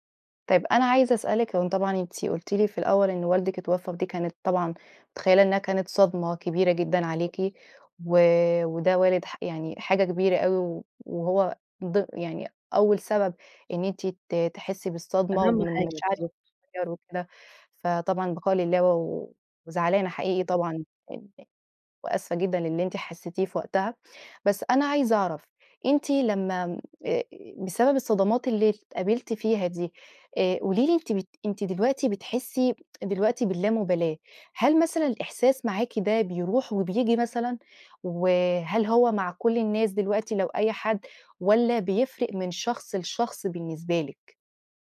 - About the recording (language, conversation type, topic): Arabic, advice, هو إزاي بتوصف إحساسك بالخدر العاطفي أو إنك مش قادر تحس بمشاعرك؟
- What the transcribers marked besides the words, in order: other background noise; unintelligible speech; tsk